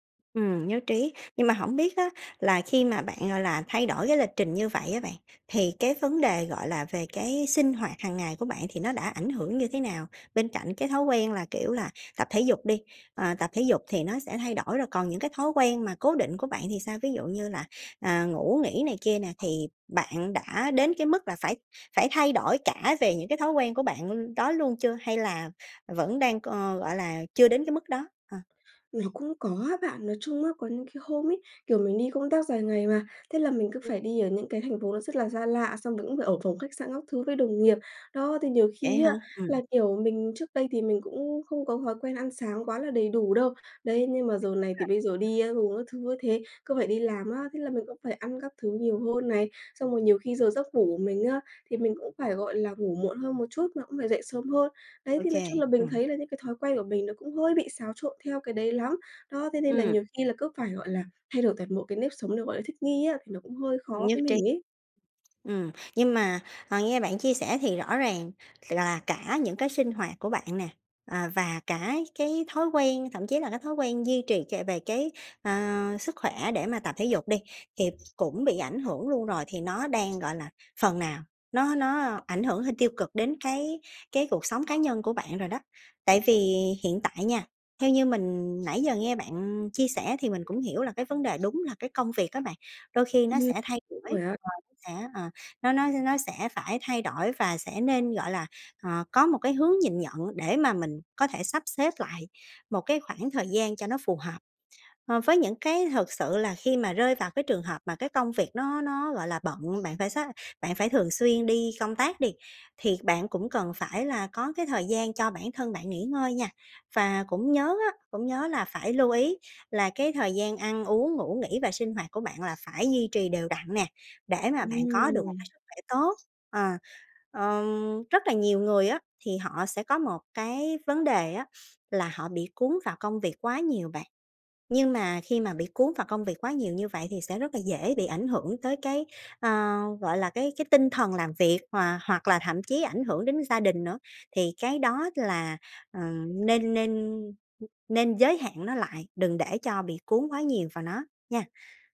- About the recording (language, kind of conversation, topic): Vietnamese, advice, Làm sao để không quên thói quen khi thay đổi môi trường hoặc lịch trình?
- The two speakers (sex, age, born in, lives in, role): female, 20-24, Vietnam, Vietnam, user; female, 30-34, Vietnam, Vietnam, advisor
- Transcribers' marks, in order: tapping; other background noise